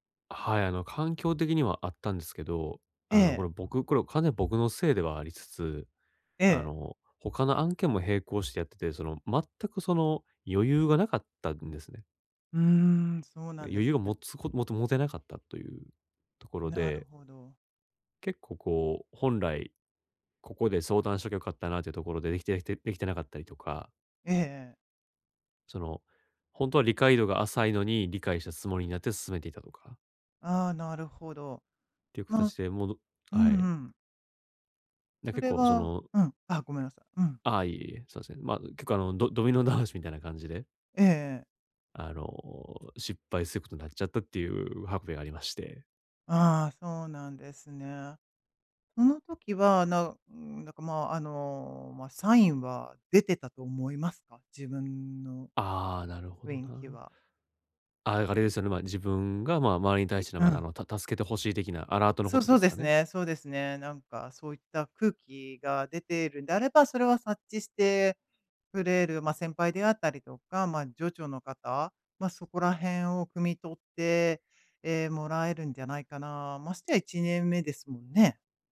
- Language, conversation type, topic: Japanese, advice, どうすれば挫折感を乗り越えて一貫性を取り戻せますか？
- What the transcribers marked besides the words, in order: none